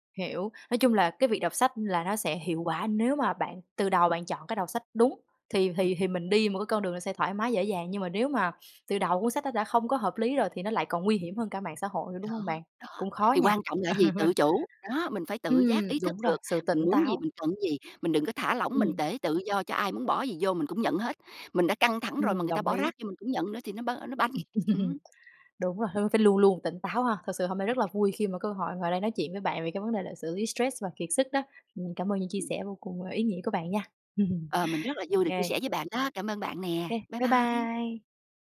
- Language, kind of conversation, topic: Vietnamese, podcast, Bạn xử lý căng thẳng và kiệt sức như thế nào?
- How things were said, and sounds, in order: chuckle; chuckle; tapping; other background noise; chuckle